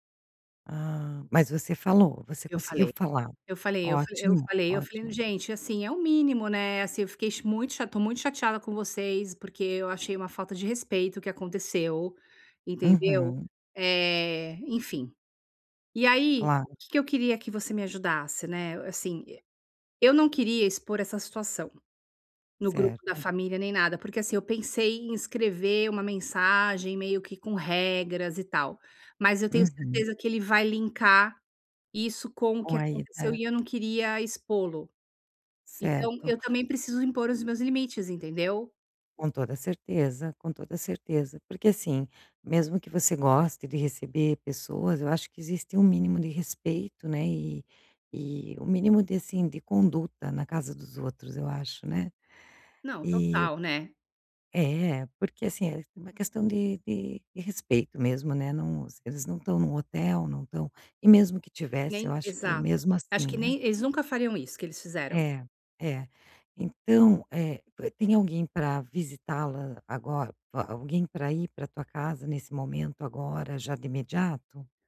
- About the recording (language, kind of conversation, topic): Portuguese, advice, Como posso estabelecer limites pessoais sem me sentir culpado?
- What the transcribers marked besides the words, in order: none